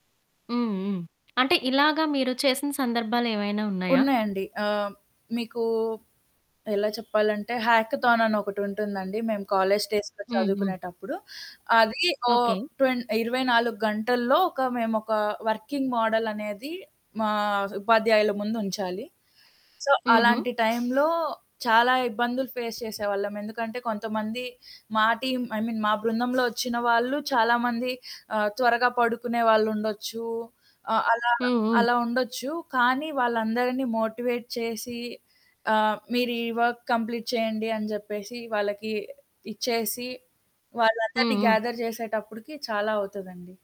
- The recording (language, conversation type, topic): Telugu, podcast, మీ వ్యక్తిగత పని శైలిని బృందం పని శైలికి మీరు ఎలా అనుసరిస్తారు?
- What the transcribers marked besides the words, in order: static; horn; in English: "హ్యాకథాన్"; in English: "డేస్‌లో"; in English: "వర్కింగ్ మోడల్"; in English: "సో"; other background noise; in English: "ఫేస్"; in English: "టీమ్ ఐ మీన్"; in English: "మోటివేట్"; in English: "వర్క్ కంప్లీట్"; in English: "గ్యాథర్"